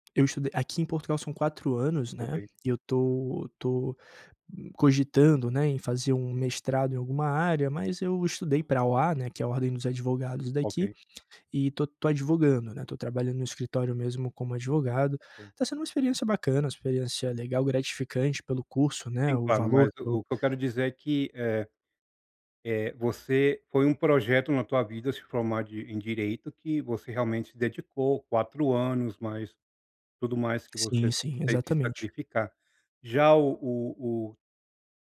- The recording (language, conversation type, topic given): Portuguese, advice, Como posso começar a criar algo quando me sinto travado, dando pequenos passos consistentes para progredir?
- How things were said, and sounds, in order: tapping; other background noise